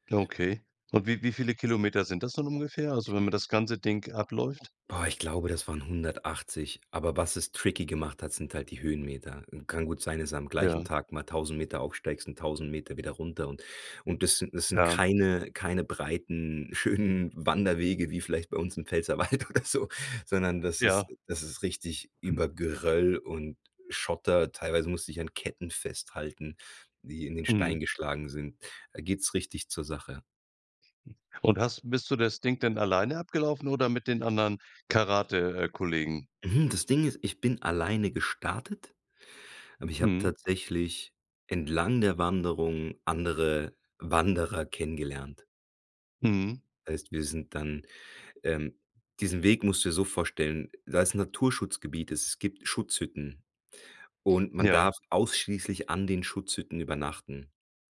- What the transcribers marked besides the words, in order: in English: "tricky"; laughing while speaking: "schönen"; laughing while speaking: "Pfälzerwald oder so"; other background noise
- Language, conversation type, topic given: German, podcast, Welcher Ort hat dir innere Ruhe geschenkt?